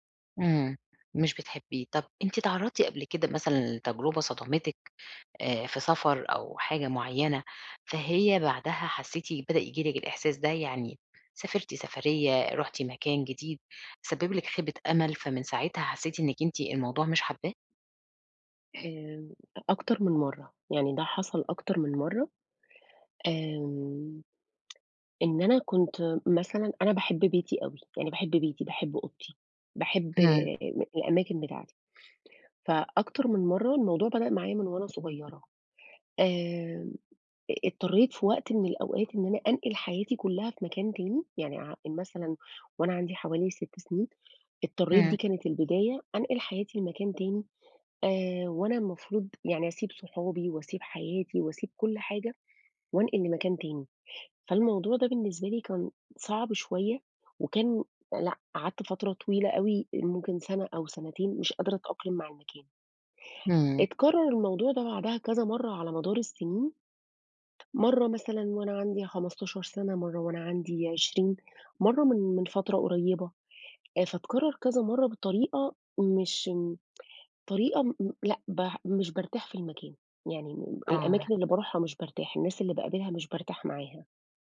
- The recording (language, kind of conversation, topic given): Arabic, advice, إزاي أتعامل مع قلقي لما بفكر أستكشف أماكن جديدة؟
- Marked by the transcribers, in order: tsk; tapping